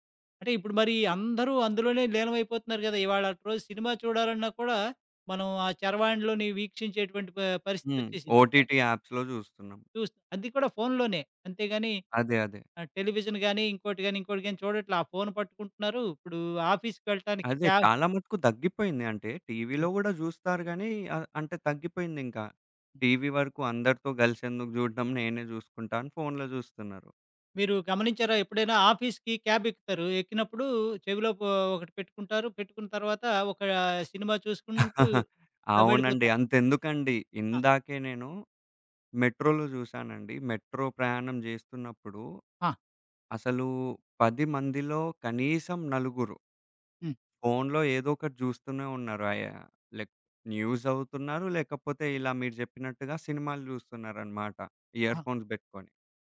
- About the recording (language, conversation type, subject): Telugu, podcast, దృష్టి నిలబెట్టుకోవడానికి మీరు మీ ఫోన్ వినియోగాన్ని ఎలా నియంత్రిస్తారు?
- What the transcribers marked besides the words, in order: in English: "ఓటీటీ యాప్స్‌లో"; in English: "టెలివిజన్"; in English: "ఆఫీస్‌కెళ్ళటానికి"; other background noise; in English: "ఆఫీస్‌కి"; chuckle; in English: "మెట్రోలో"; in English: "మెట్రో"; in English: "న్యూస్"; in English: "ఇయర్‌ఫోన్స్"